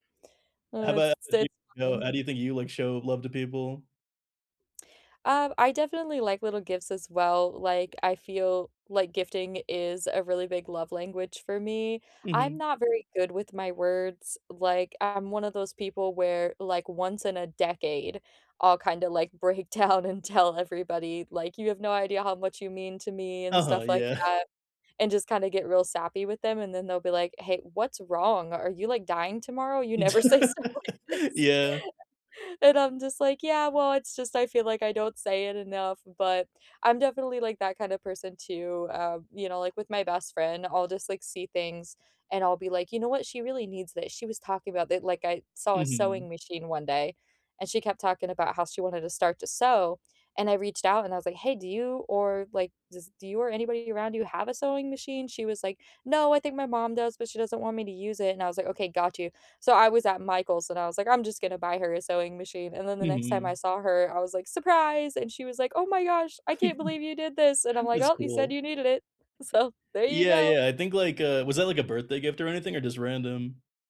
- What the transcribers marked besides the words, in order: laughing while speaking: "down and"; chuckle; laughing while speaking: "You never say stuff like this"; laugh; tapping; chuckle; other background noise; laughing while speaking: "so"
- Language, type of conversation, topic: English, unstructured, Can you remember a moment when you felt really loved?
- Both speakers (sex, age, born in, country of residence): female, 35-39, United States, United States; male, 30-34, India, United States